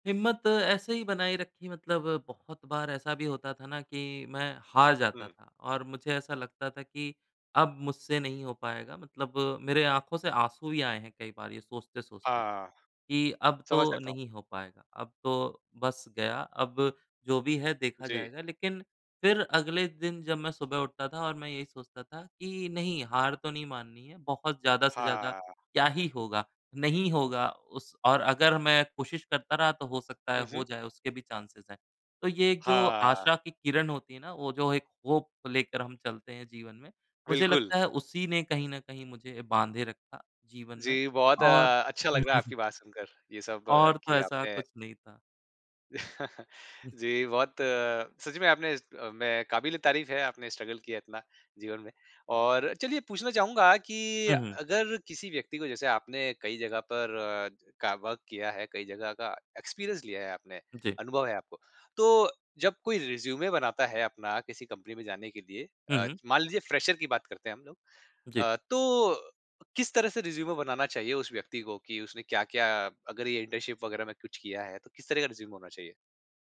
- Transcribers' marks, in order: in English: "चाँसेज़"; in English: "होप"; chuckle; tapping; chuckle; in English: "स्ट्रगल"; in English: "वर्क"; in English: "एक्सपीरियंस"; in English: "रिज़्यूमे"; in English: "फ्रेशर"; in English: "रिज़्यूमे"; in English: "रिज़्यूमे"
- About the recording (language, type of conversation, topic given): Hindi, podcast, क़ैरियर बदलने का फ़ैसला कब और कैसे लेना चाहिए?